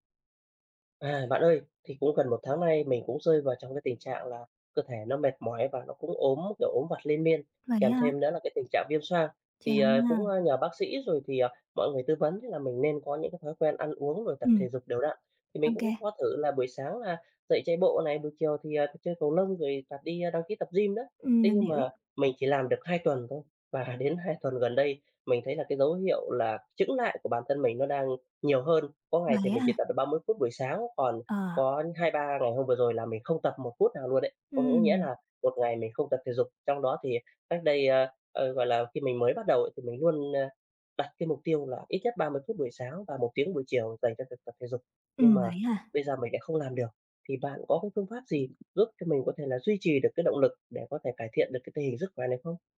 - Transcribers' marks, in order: tapping; laughing while speaking: "và"; other background noise
- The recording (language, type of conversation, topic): Vietnamese, advice, Làm sao để giữ động lực khi đang cải thiện nhưng cảm thấy tiến triển chững lại?